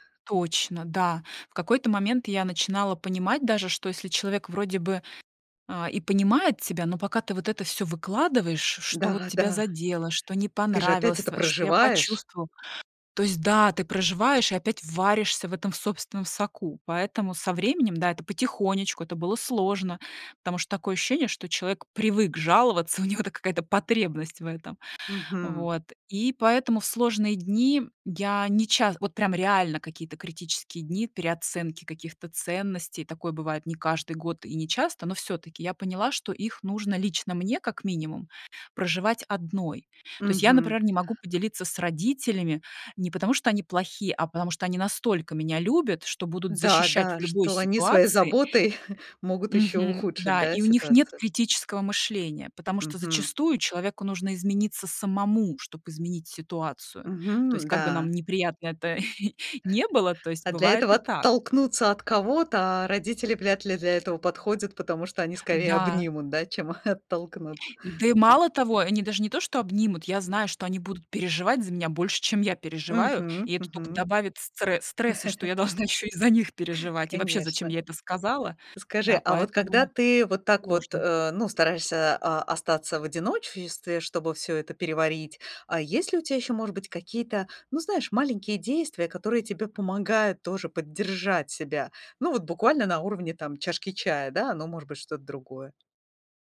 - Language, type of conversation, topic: Russian, podcast, Как вы выстраиваете поддержку вокруг себя в трудные дни?
- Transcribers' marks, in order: joyful: "Да да"; chuckle; other background noise; chuckle; chuckle; other noise; chuckle; laughing while speaking: "должна ещё и"; tapping